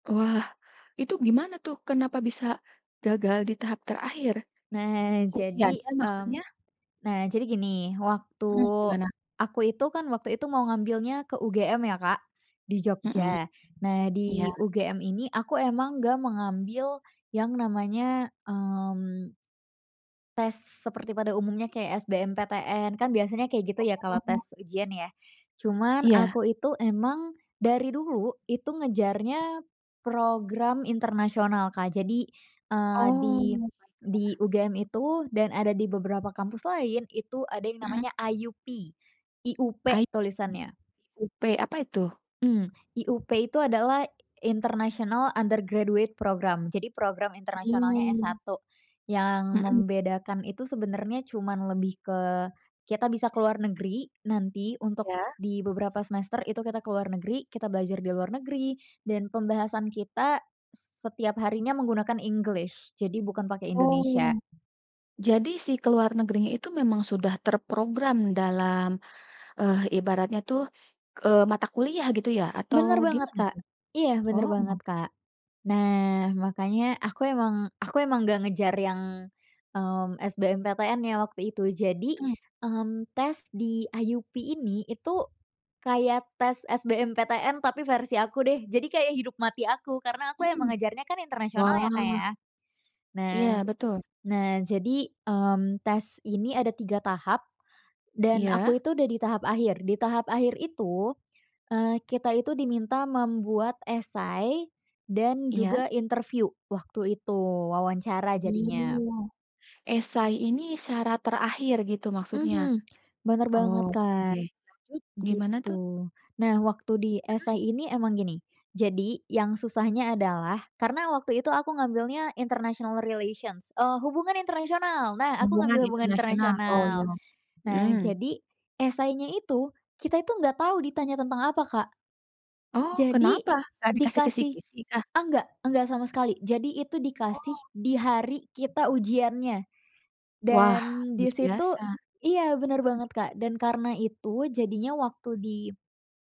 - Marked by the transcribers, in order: tapping; in English: "English"; other background noise; in English: "international relations"; other noise
- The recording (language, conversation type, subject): Indonesian, podcast, Siapa yang paling membantu kamu saat mengalami kegagalan, dan bagaimana cara mereka membantumu?